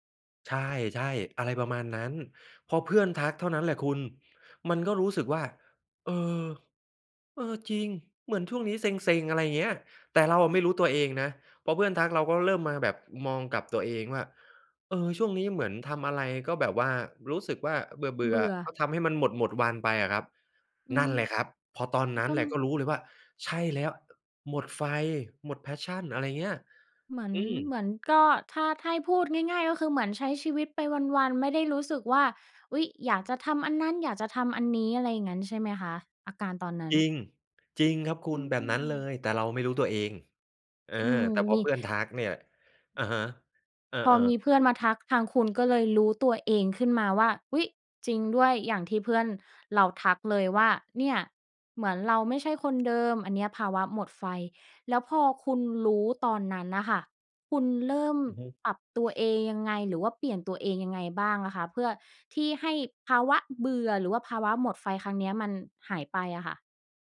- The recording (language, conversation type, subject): Thai, podcast, เวลารู้สึกหมดไฟ คุณมีวิธีดูแลตัวเองอย่างไรบ้าง?
- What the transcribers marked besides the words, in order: in English: "passion"; other background noise